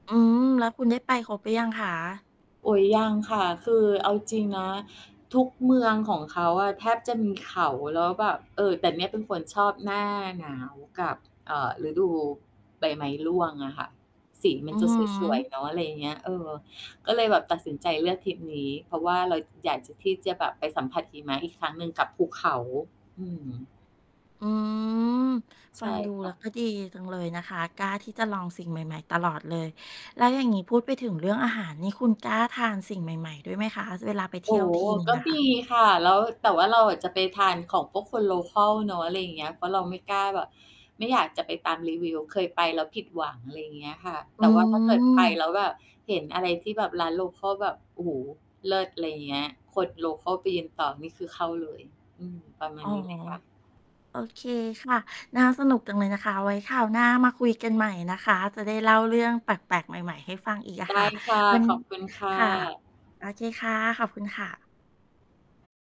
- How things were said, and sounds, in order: static; drawn out: "อืม"; in English: "โลคัล"; drawn out: "อืม"; in English: "โลคัล"; in English: "โลคัล"; mechanical hum
- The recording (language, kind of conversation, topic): Thai, podcast, การเดินทางครั้งไหนที่สอนให้คุณกล้าลองสิ่งใหม่ ๆ และทำให้คุณเปลี่ยนไปอย่างไร?